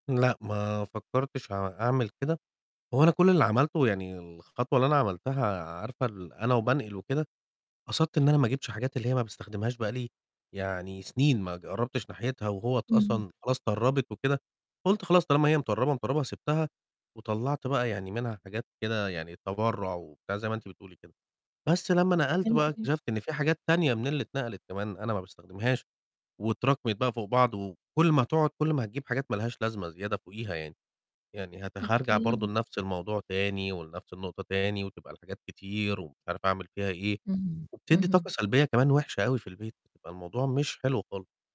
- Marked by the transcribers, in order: tapping; distorted speech; static
- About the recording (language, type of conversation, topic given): Arabic, advice, إزاي أتعامل مع تكدّس الأغراض في البيت وأنا مش عارف أتخلّص من إيه؟